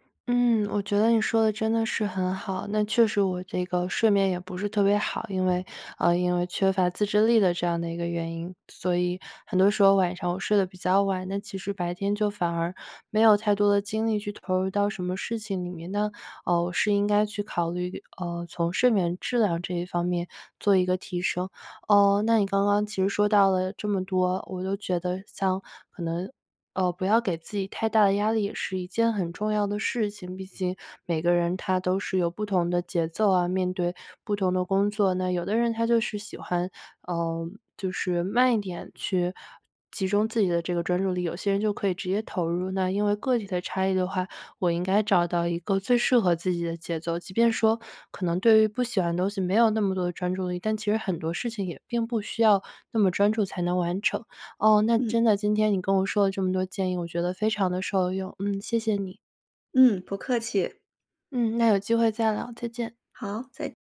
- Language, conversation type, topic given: Chinese, advice, 为什么我总是频繁被打断，难以进入专注状态？
- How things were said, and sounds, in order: other background noise